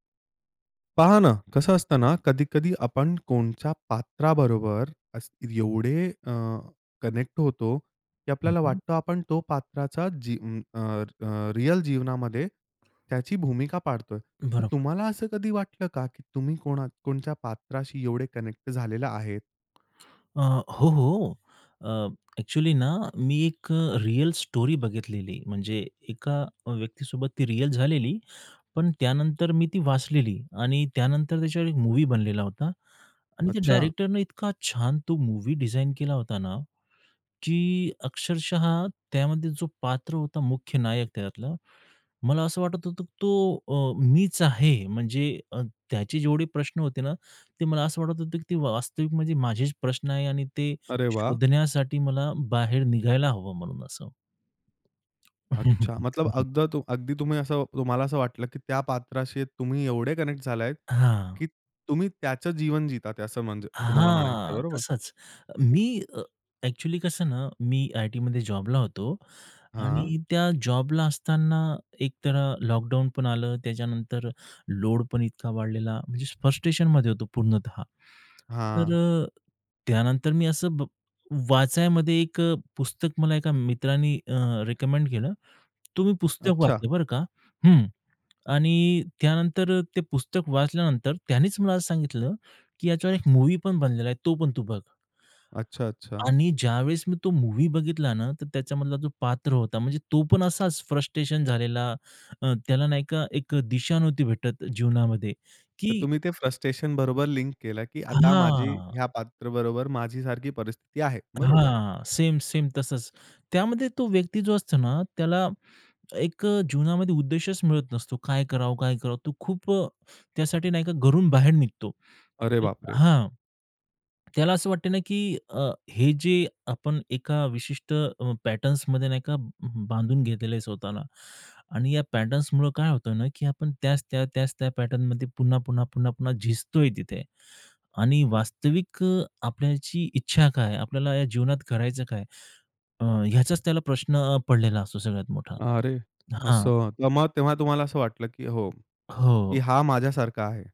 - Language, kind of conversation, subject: Marathi, podcast, तू वेगवेगळ्या परिस्थितींनुसार स्वतःला वेगवेगळ्या भूमिकांमध्ये बसवतोस का?
- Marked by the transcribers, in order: in English: "कनेक्ट"; tapping; in English: "कनेक्ट"; in English: "स्टोरी"; other background noise; chuckle; in English: "कनेक्ट"; in English: "पॅटर्न्समध्ये"; in English: "पॅटर्न्समुळे"; in English: "पॅटर्नमध्ये"